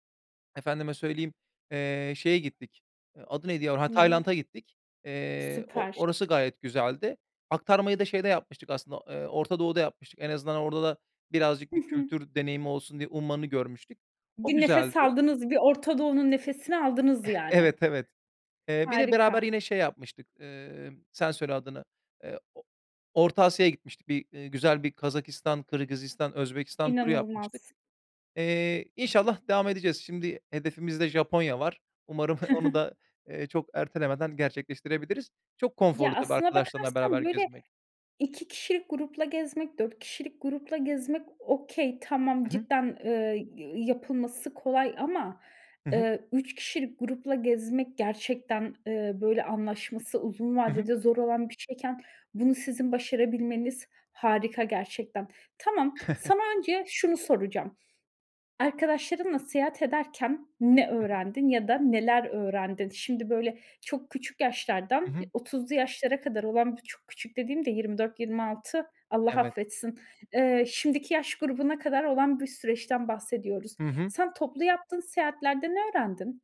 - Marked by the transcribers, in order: other background noise; chuckle; tapping; chuckle; in English: "okay"; chuckle
- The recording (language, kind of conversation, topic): Turkish, podcast, Tek başına seyahat etmekten ne öğrendin?